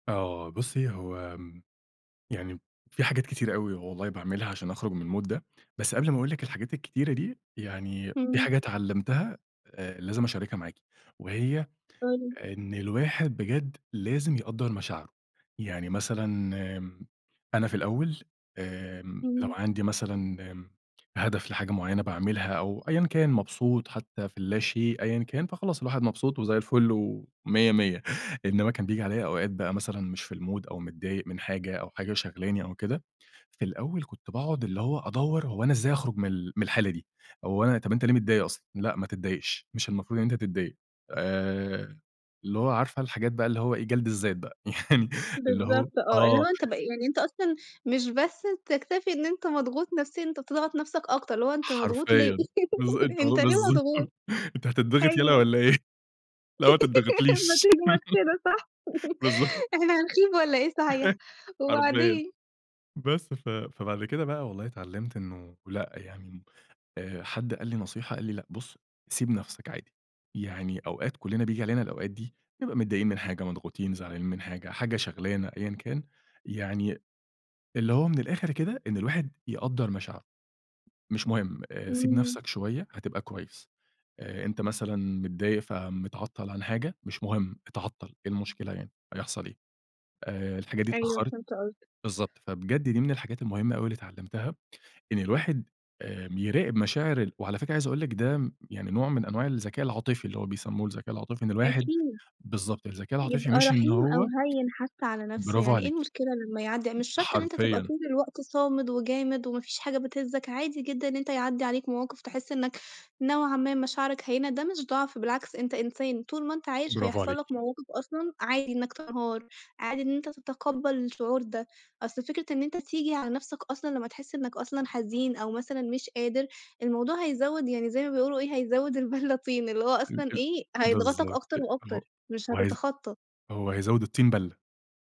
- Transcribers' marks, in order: tapping; in English: "الmood"; in English: "الmood"; laughing while speaking: "يعني"; laughing while speaking: "بالض أنت بالضبط. أنت هتضّغِط يَلَا والّا إيه. لأ ما تضّغطليش. بالض"; unintelligible speech; laugh; laughing while speaking: "أنت ليه مضغوط؟"; laugh; laughing while speaking: "ما تجمد كده صح"; laugh; laughing while speaking: "البَلَّة طين"
- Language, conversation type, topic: Arabic, podcast, إيه اللي بتعمله لما تحس إنك مرهق نفسياً وجسدياً؟
- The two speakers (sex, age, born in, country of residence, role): female, 25-29, Egypt, Italy, host; male, 30-34, Egypt, Egypt, guest